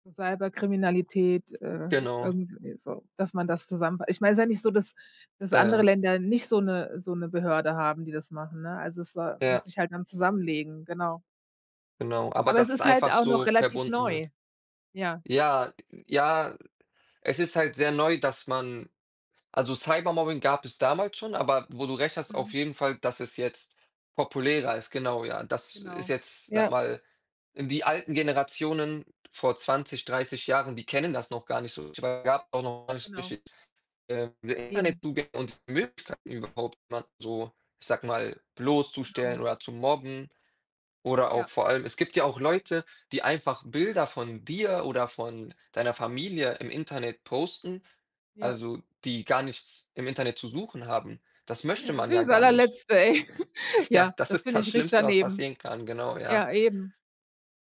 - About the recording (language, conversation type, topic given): German, unstructured, Wie kann man effektiver gegen Hass im Internet vorgehen?
- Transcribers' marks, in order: other background noise; laughing while speaking: "Ja"; chuckle